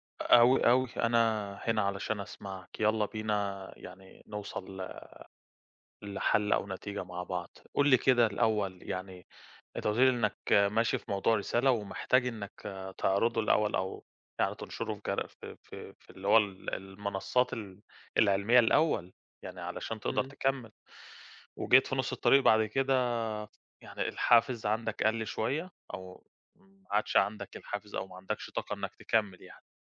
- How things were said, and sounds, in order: other background noise
- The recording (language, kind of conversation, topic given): Arabic, advice, إزاي حسّيت لما فقدت الحافز وإنت بتسعى ورا هدف مهم؟